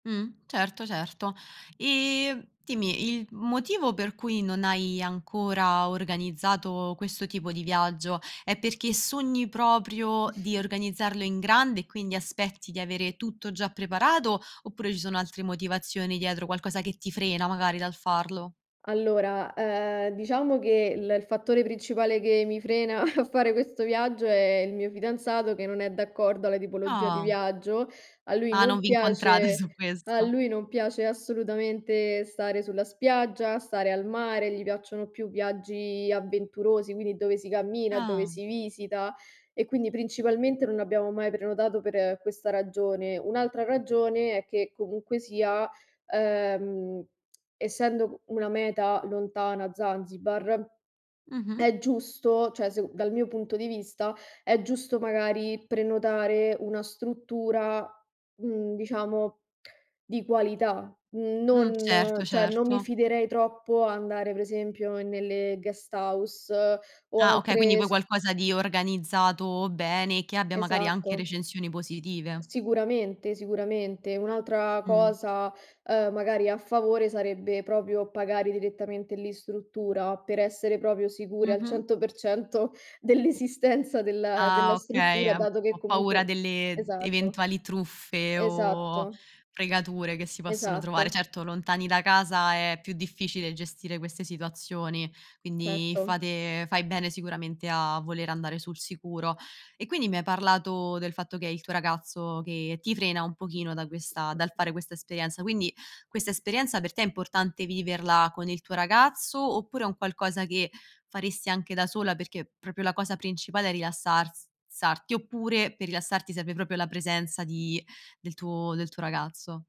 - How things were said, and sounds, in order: chuckle; chuckle; laughing while speaking: "su"; tsk; other background noise; tongue click; "cioè" said as "ceh"; in English: "guest house"; tapping; "proprio" said as "propio"; laughing while speaking: "dell'esistenza"
- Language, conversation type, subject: Italian, podcast, Qual è il viaggio che sogni di fare e che ti fa brillare gli occhi?